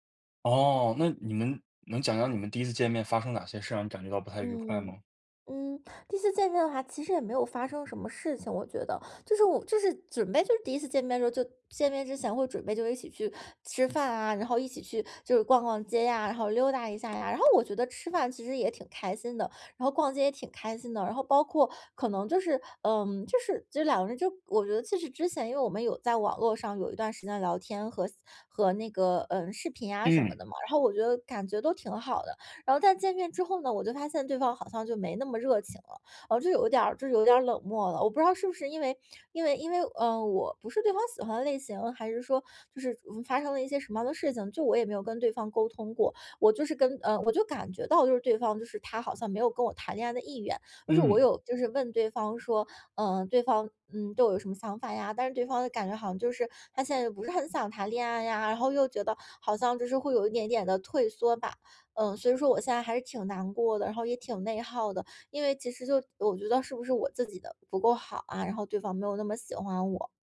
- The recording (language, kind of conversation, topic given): Chinese, advice, 刚被拒绝恋爱或约会后，自信受损怎么办？
- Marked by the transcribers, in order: other background noise; teeth sucking